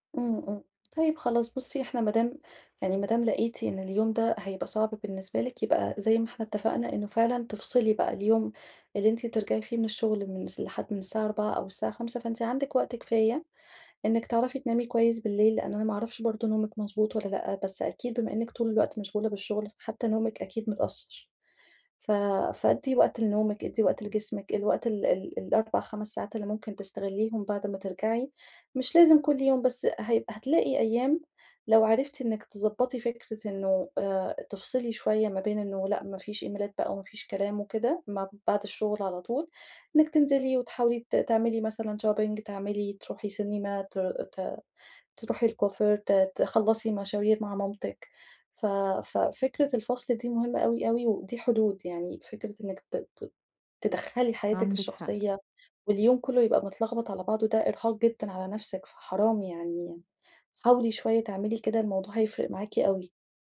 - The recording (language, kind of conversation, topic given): Arabic, advice, إزاي ألاقي توازن كويس بين الشغل ووقتي للراحة؟
- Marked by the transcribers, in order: in English: "إيميلات"; in English: "شوبينج"